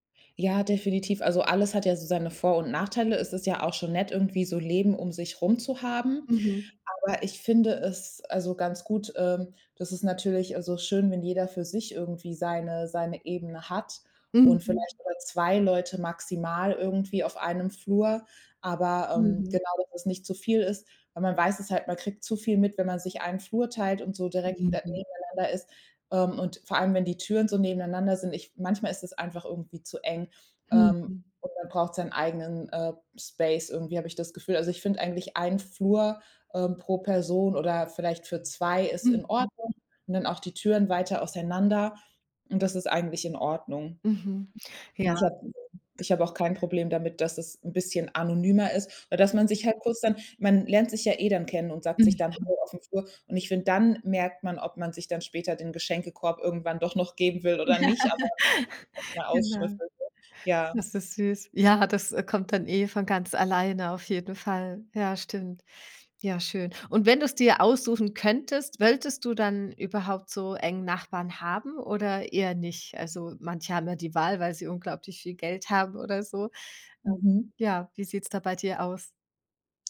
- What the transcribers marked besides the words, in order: unintelligible speech; unintelligible speech; laugh; unintelligible speech; "wolltest" said as "wölltest"
- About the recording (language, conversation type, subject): German, podcast, Wie kann man das Vertrauen in der Nachbarschaft stärken?